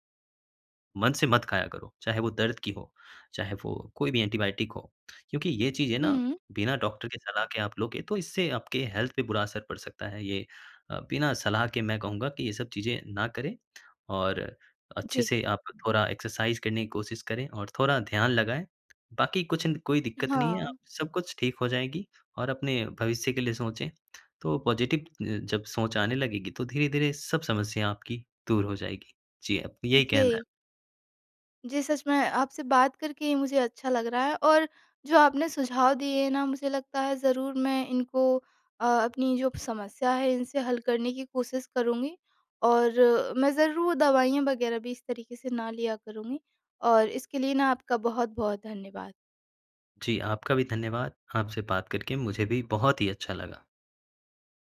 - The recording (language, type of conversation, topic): Hindi, advice, रात को चिंता के कारण नींद न आना और बेचैनी
- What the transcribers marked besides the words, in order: in English: "हेल्थ"; in English: "एक्सरसाइज़"; in English: "पॉजिटिव"